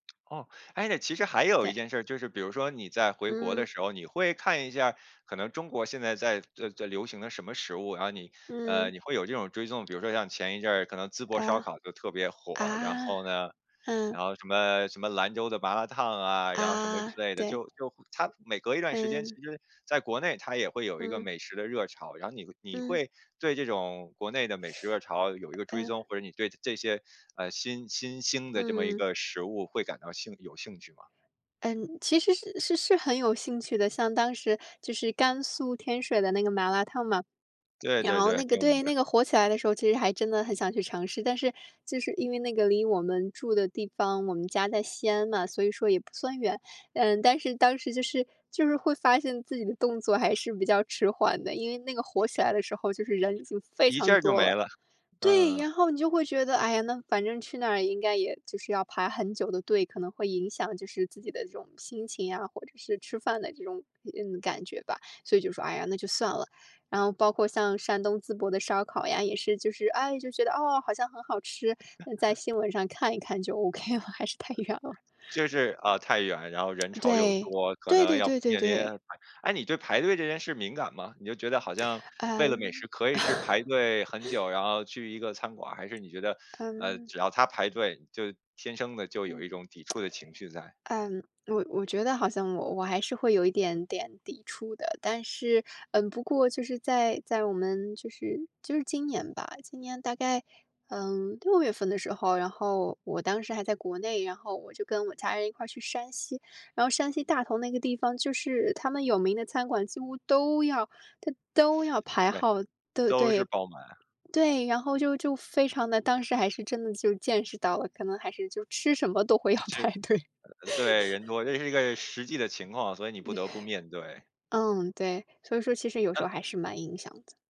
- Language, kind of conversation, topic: Chinese, podcast, 你最近发现了什么好吃的新口味？
- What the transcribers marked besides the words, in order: other background noise; unintelligible speech; chuckle; laughing while speaking: "了，还是太远了"; lip smack; laugh; lip smack; laughing while speaking: "会要排队"; laugh